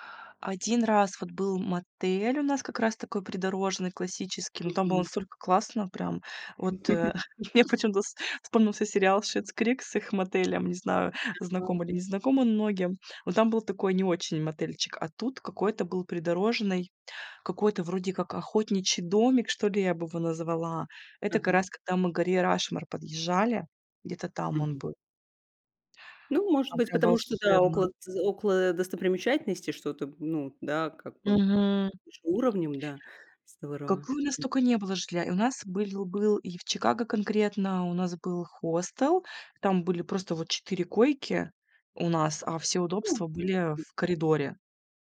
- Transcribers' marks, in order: laugh; laughing while speaking: "э, мне почему-то вспомнился сериал"; other noise; tapping
- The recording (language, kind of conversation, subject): Russian, podcast, Какое путешествие запомнилось тебе больше всего?